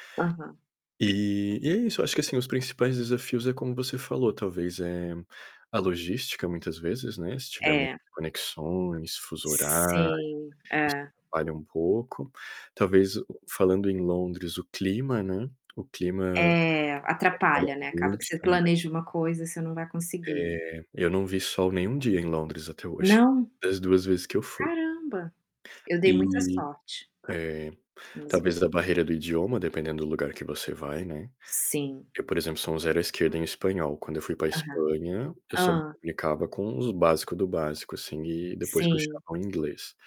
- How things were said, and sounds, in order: tapping; distorted speech; unintelligible speech
- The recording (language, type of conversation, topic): Portuguese, unstructured, Como você se preparou para uma viagem que exigiu um grande planejamento?